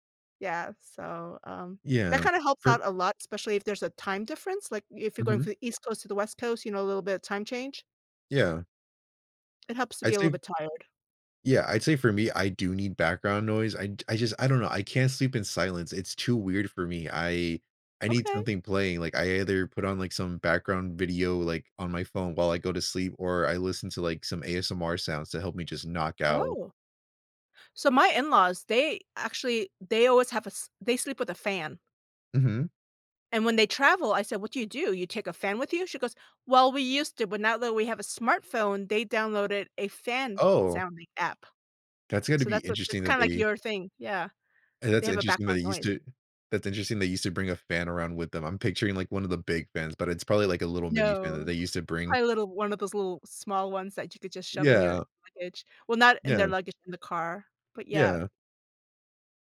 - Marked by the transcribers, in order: none
- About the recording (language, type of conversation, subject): English, unstructured, How can I keep my sleep and workouts on track while traveling?